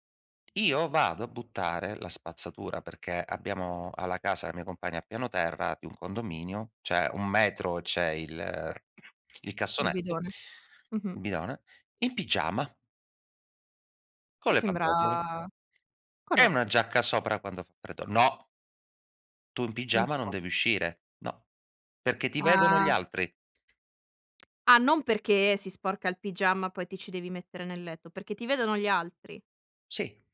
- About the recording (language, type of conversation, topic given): Italian, podcast, Che cosa ti fa sentire autentico nel tuo modo di vestirti?
- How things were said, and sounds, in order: other background noise